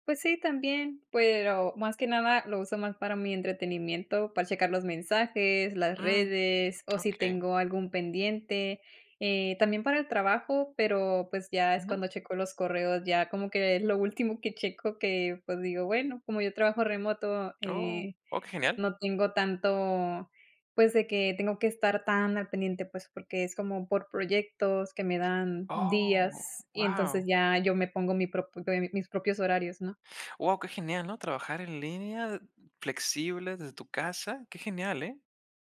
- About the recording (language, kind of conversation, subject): Spanish, podcast, ¿Cómo usas el celular en tu día a día?
- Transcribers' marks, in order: other background noise